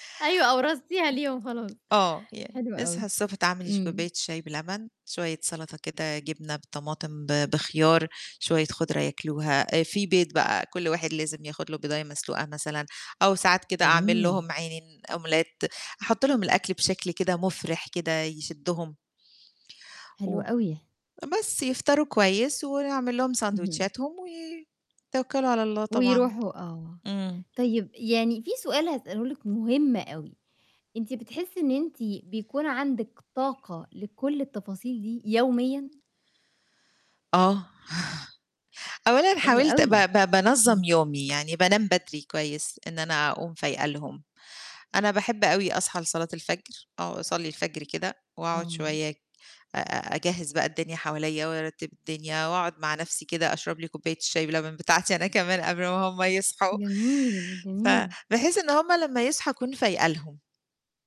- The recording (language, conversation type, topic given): Arabic, podcast, إيه طقوسك الصبح مع ولادك لو عندك ولاد؟
- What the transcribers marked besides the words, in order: other noise; distorted speech; in English: "omelette"; tapping; chuckle; laughing while speaking: "بتاعتي أنا كمان"